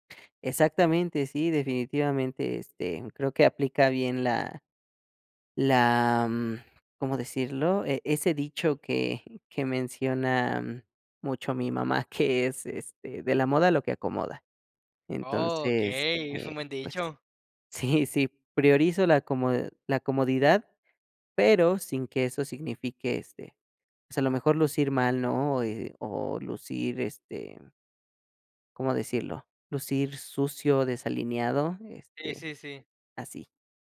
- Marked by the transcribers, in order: none
- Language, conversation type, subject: Spanish, podcast, ¿Qué prenda te define mejor y por qué?